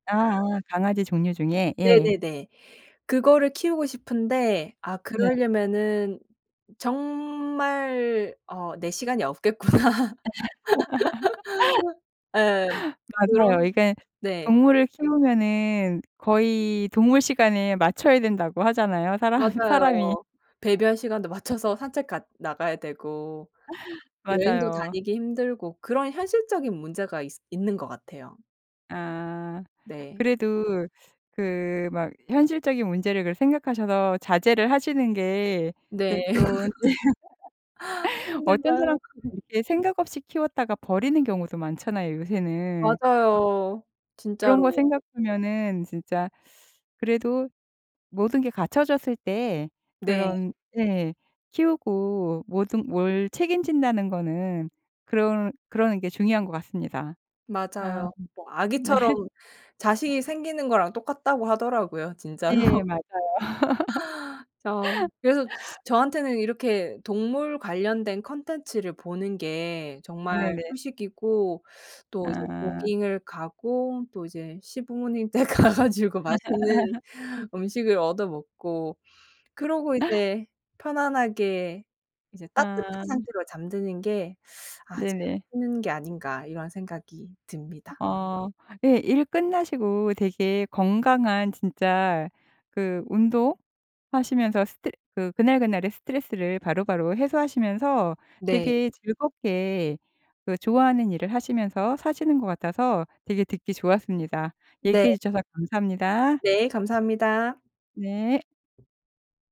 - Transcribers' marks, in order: laugh; laughing while speaking: "없겠구나.'"; laugh; tapping; laughing while speaking: "사람"; laugh; laugh; other background noise; laughing while speaking: "네"; laughing while speaking: "진짜로"; laugh; laughing while speaking: "댁 가 가지고"; laugh; teeth sucking
- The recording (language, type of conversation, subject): Korean, podcast, 일 끝나고 진짜 쉬는 법은 뭐예요?